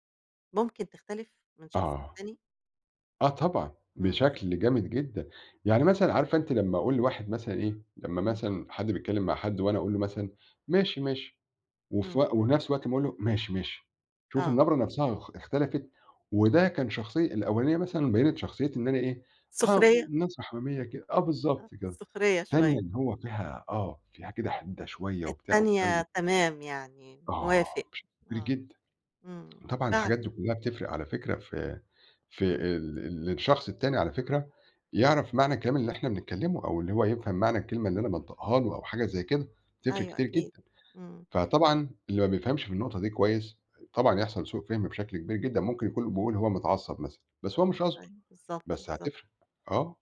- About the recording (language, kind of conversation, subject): Arabic, podcast, ليه نبرة الصوت بتسبب سوء فهم أكتر من الكلام نفسه؟
- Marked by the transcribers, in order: unintelligible speech